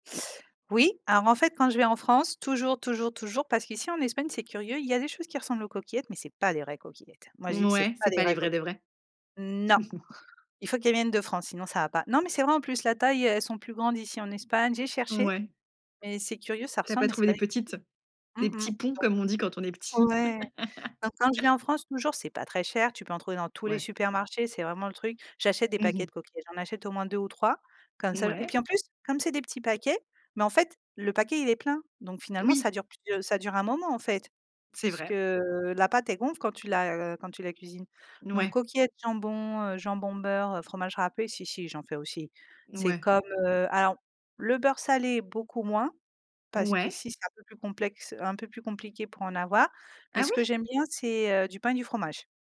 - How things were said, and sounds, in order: laugh; laugh
- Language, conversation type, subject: French, podcast, Quel plat te ramène directement à ton enfance ?